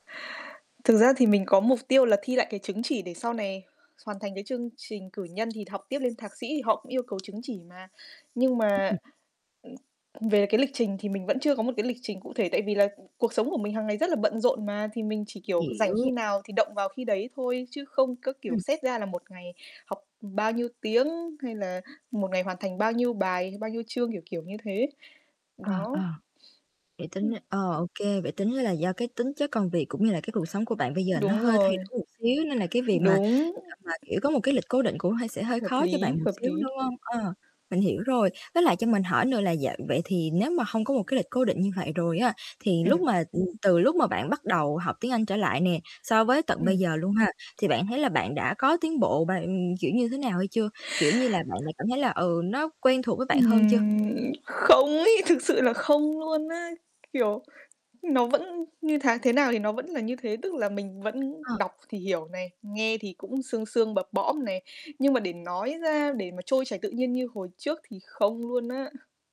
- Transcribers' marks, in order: static; distorted speech; other background noise; tapping; other noise
- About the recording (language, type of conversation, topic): Vietnamese, advice, Tôi nên làm gì để duy trì động lực khi tiến độ công việc chững lại?